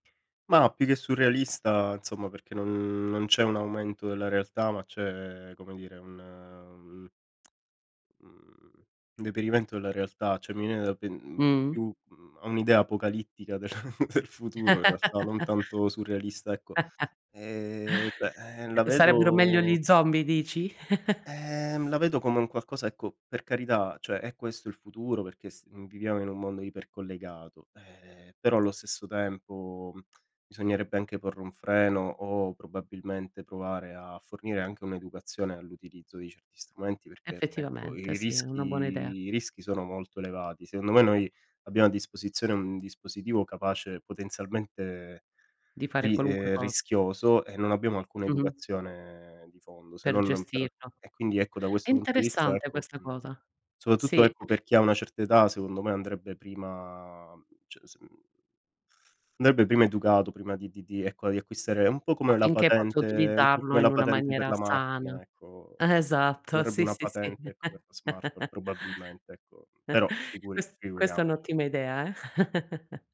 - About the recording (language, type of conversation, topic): Italian, podcast, Come gestisci le notifiche dello smartphone nella tua giornata?
- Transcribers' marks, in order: tsk; chuckle; laughing while speaking: "del futuro"; chuckle; other background noise; chuckle; tapping; "soprattutto" said as "sopatutto"; "andrebbe" said as "ndebbe"; unintelligible speech; laughing while speaking: "Eh esatto"; chuckle; chuckle